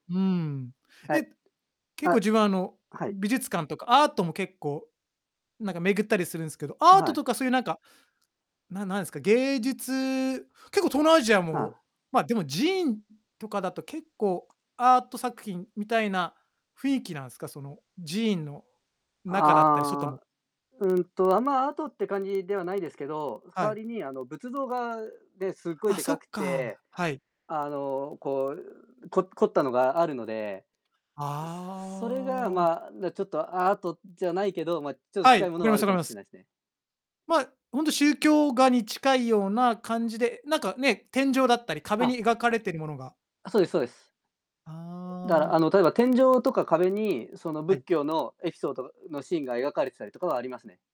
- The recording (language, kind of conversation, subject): Japanese, unstructured, 旅行に行くとき、何をいちばん楽しみにしていますか？
- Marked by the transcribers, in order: static; distorted speech